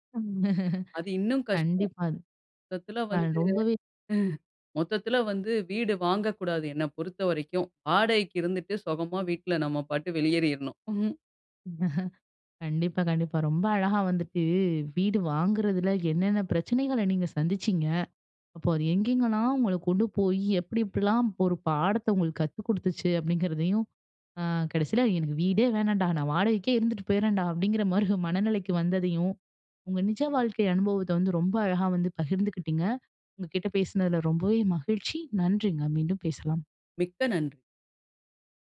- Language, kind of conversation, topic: Tamil, podcast, வீட்டை வாங்குவது ஒரு நல்ல முதலீடா என்பதை நீங்கள் எப்படித் தீர்மானிப்பீர்கள்?
- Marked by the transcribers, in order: chuckle; other noise; chuckle; chuckle; laughing while speaking: "கடைசியில எனக்கு வீடே வேணாண்டா. நான் வாடகைக்கே இருந்துட்டு போயிறேன்டா"